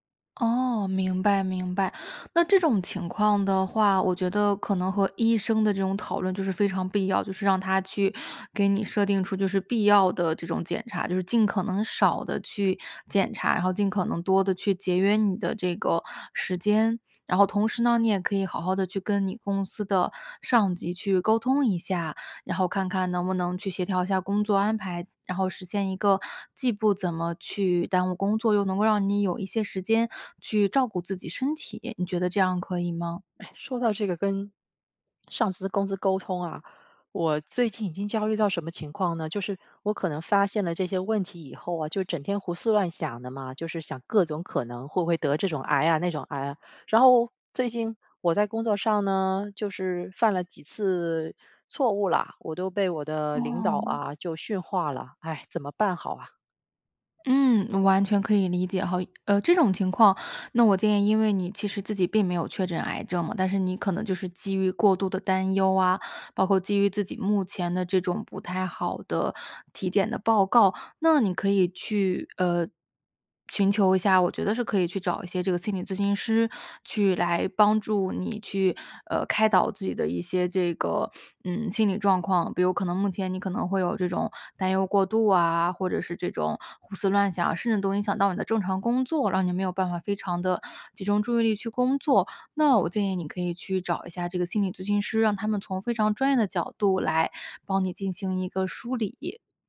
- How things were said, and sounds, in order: other background noise
- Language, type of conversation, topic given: Chinese, advice, 当你把身体症状放大时，为什么会产生健康焦虑？